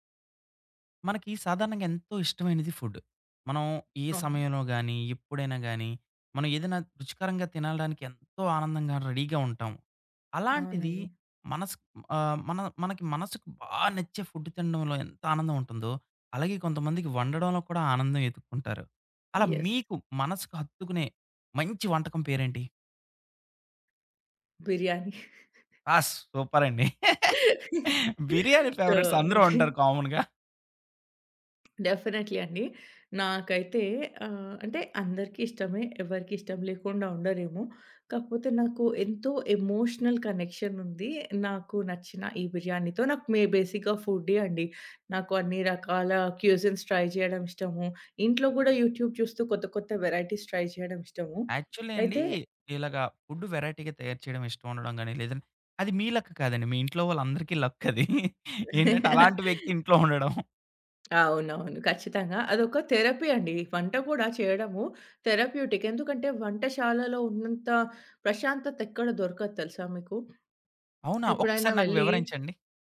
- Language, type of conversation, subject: Telugu, podcast, మనసుకు నచ్చే వంటకం ఏది?
- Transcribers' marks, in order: in English: "ఫుడ్"; in English: "రెడీ‌గా"; in English: "ఫుడ్"; in English: "యెస్"; giggle; in English: "సూపర్"; laughing while speaking: "బిర్యానీ ఫేవరెట్స్ అందరు ఉంటారు కామన్‌గా"; in English: "ఫేవరెట్స్"; in English: "సో"; in English: "కామన్‌గా"; chuckle; other background noise; in English: "డెఫినెట్‌లీ"; in English: "ఎమోషనల్ కనెక్షన్"; in English: "బేసిక్‌గా ఫుడ్ది"; in English: "క్యూజన్స్ ట్రై"; in English: "యూట్యూబ్"; in English: "వెరైటీస్ ట్రై"; in English: "యాక్చువల్లీ"; in English: "ఫుడ్ వేరైటీ‌గా"; in English: "లక్"; in English: "లక్"; chuckle; in English: "థెరపీ"; in English: "థెరప్యూటిక్"; tapping